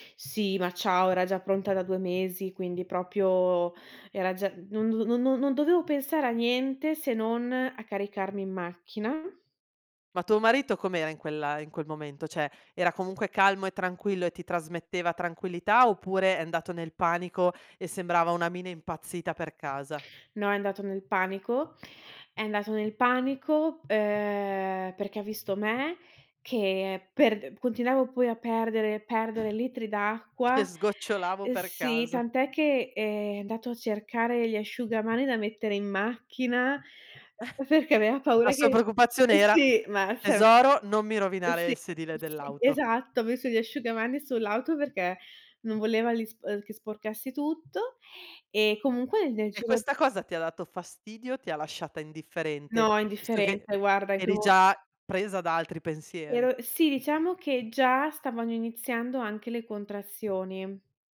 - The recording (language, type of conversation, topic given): Italian, podcast, Raccontami com’è andata la nascita del tuo primo figlio?
- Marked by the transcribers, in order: "Cioè" said as "ceh"; tapping; giggle; unintelligible speech